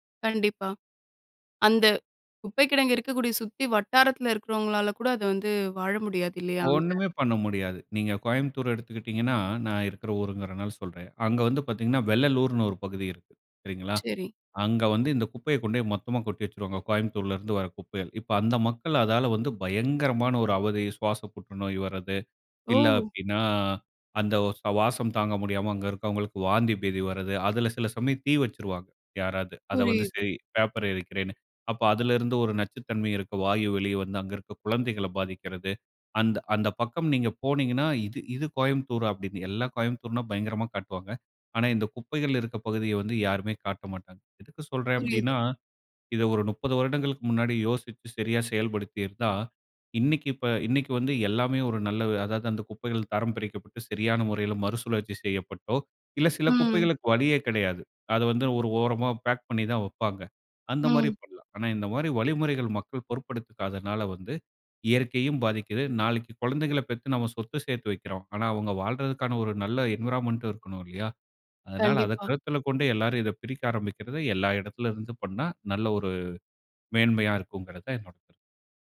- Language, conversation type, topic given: Tamil, podcast, குப்பை பிரித்தலை எங்கிருந்து தொடங்கலாம்?
- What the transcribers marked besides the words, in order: in English: "என்விரான்மென்ட்‌டும்"